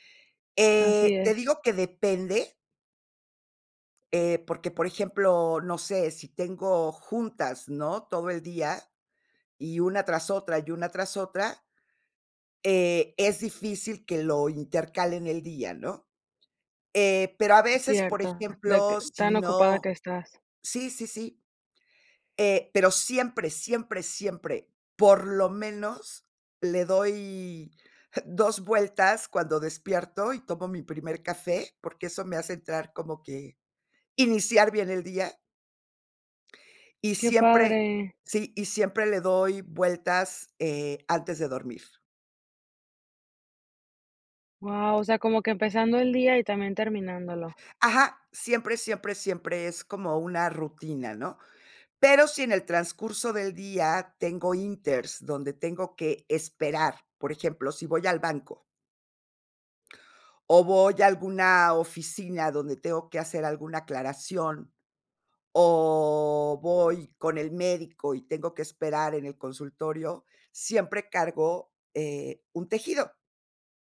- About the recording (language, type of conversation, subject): Spanish, podcast, ¿Cómo encuentras tiempo para crear entre tus obligaciones?
- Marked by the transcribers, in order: drawn out: "o"